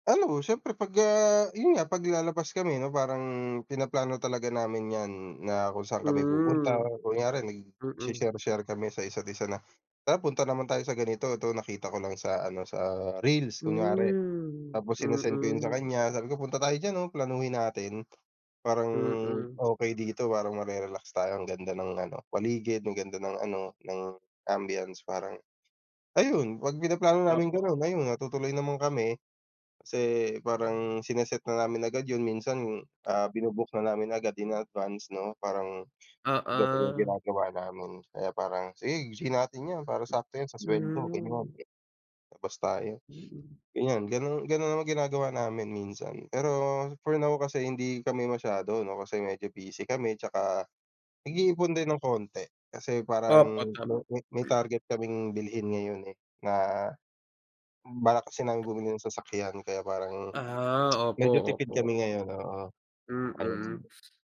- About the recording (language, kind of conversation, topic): Filipino, unstructured, Paano ninyo pinahahalagahan ang oras na magkasama sa inyong relasyon?
- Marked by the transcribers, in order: other background noise